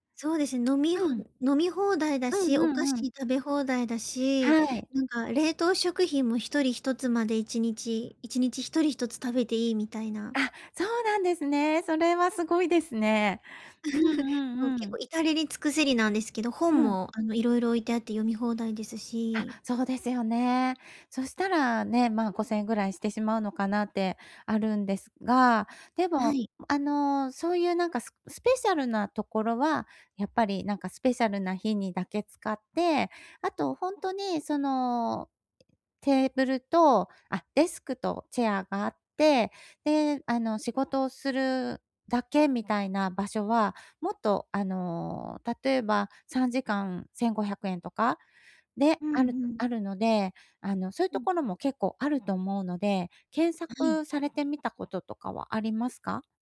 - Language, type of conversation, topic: Japanese, advice, 環境を変えることで創造性をどう刺激できますか？
- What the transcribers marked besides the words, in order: laugh